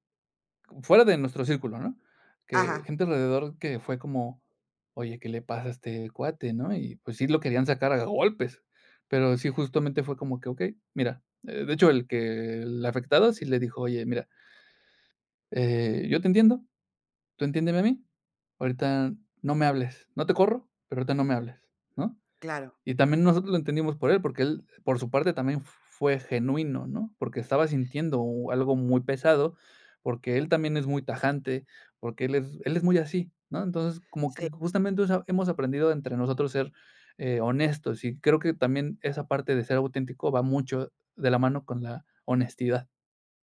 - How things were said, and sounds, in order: none
- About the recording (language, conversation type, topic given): Spanish, podcast, ¿Qué significa para ti ser auténtico al crear?